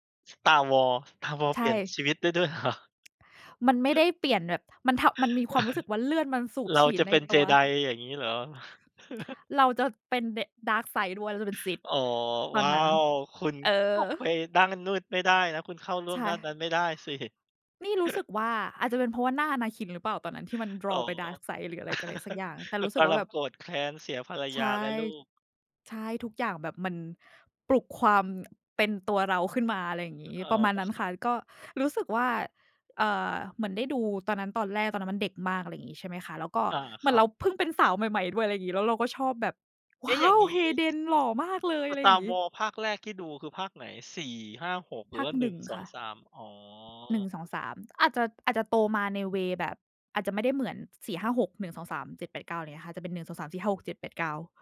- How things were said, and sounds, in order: laughing while speaking: "เหรอ ?"; tapping; other background noise; chuckle; background speech; chuckle; in English: "ดาร์ก"; "ด้านนึด" said as "ด้านมืด"; chuckle; chuckle; in English: "ดรอว์"; in English: "ดาร์ก"; drawn out: "อ๋อ"; in English: "เวย์"
- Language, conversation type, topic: Thai, unstructured, ภาพยนตร์เรื่องไหนที่เปลี่ยนมุมมองต่อชีวิตของคุณ?